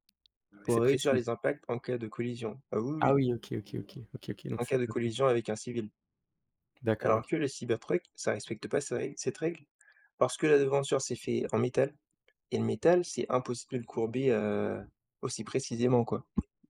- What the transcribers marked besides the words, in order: other background noise; unintelligible speech; tapping
- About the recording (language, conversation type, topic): French, unstructured, Que penses-tu de l’impact de la publicité sur nos dépenses ?